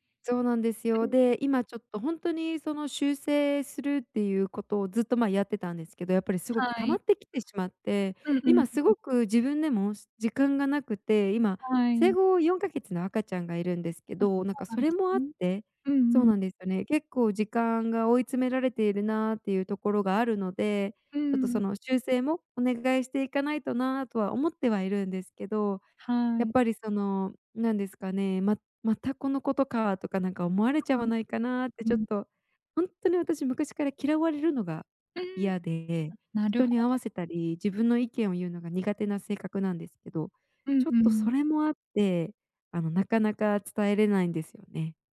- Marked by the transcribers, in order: unintelligible speech; unintelligible speech; other background noise
- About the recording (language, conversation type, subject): Japanese, advice, 相手の反応が怖くて建設的なフィードバックを伝えられないとき、どうすればよいですか？
- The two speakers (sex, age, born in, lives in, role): female, 25-29, Japan, Japan, advisor; female, 25-29, Japan, United States, user